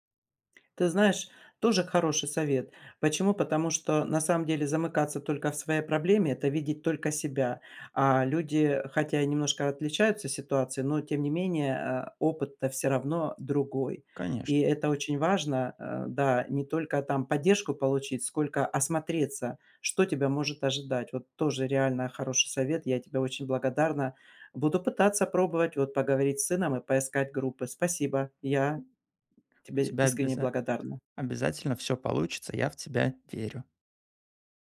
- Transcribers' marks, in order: unintelligible speech; tapping
- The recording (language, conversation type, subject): Russian, advice, Как мне сменить фокус внимания и принять настоящий момент?